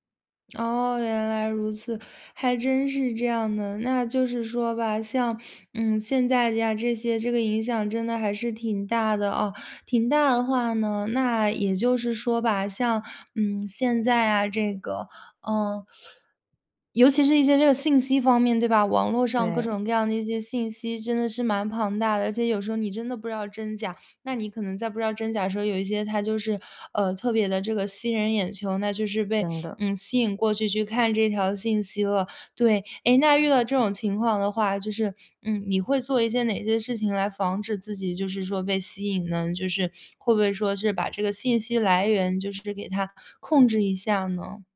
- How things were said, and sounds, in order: other background noise; teeth sucking
- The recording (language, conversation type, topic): Chinese, podcast, 你会用哪些方法来对抗手机带来的分心？